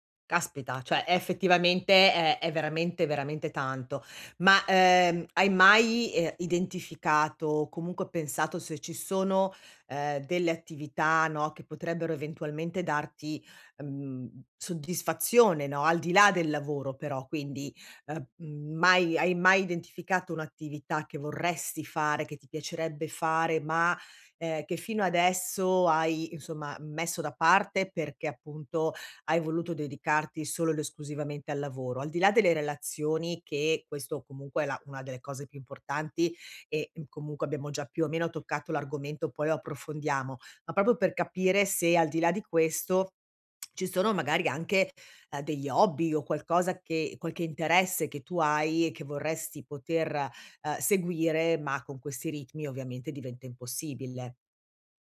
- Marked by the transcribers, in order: "proprio" said as "propo"; swallow
- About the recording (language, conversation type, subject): Italian, advice, Come posso bilanciare lavoro e vita personale senza rimpianti?